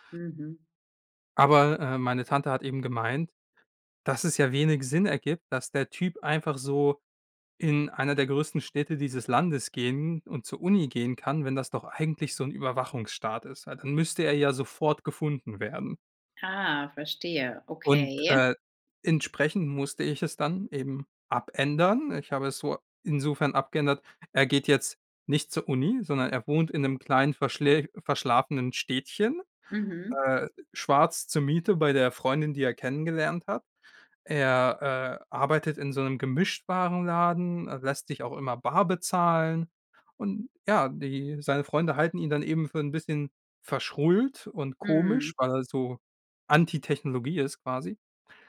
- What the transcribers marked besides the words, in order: none
- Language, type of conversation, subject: German, podcast, Was macht eine fesselnde Geschichte aus?